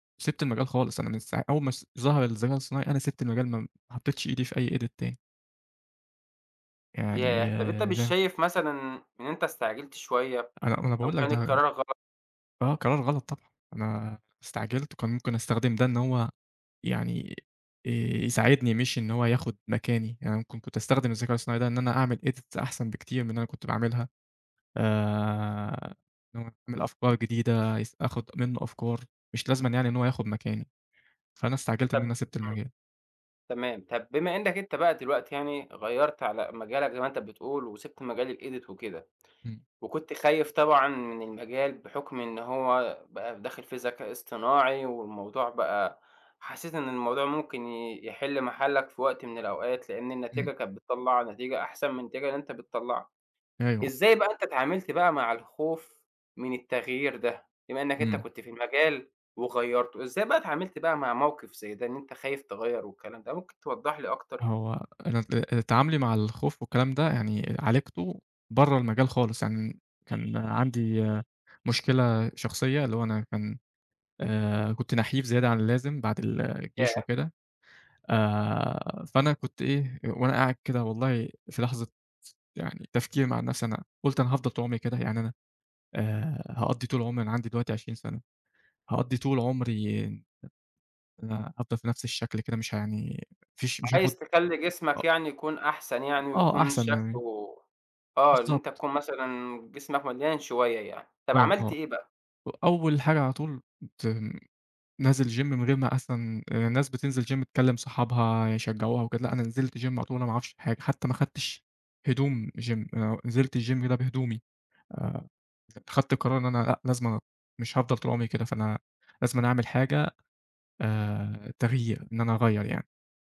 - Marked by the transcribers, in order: in English: "edit"; tapping; in English: "إيديت"; unintelligible speech; in English: "الإيديت"; horn; unintelligible speech; in English: "جيم"; in English: "جيم"; in English: "جيم"; in English: "جيم"; in English: "الجيم"; other background noise
- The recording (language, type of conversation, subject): Arabic, podcast, إزاي بتتعامل مع الخوف من التغيير؟